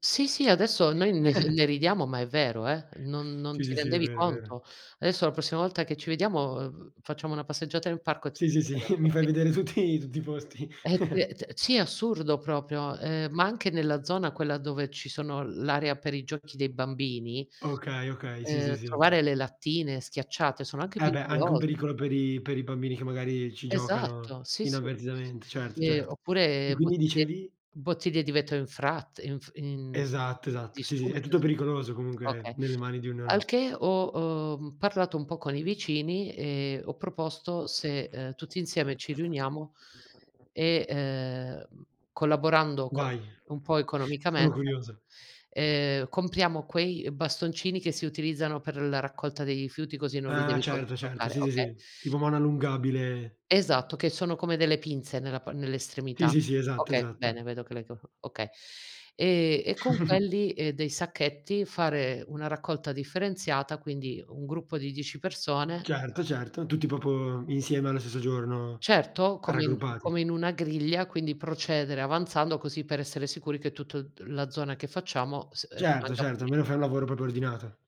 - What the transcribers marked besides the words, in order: chuckle; other background noise; chuckle; laughing while speaking: "tutti"; unintelligible speech; chuckle; tapping; "comunque" said as "comungue"; unintelligible speech; chuckle; "proprio" said as "popo"
- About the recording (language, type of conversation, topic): Italian, unstructured, Qual è l’importanza della partecipazione civica?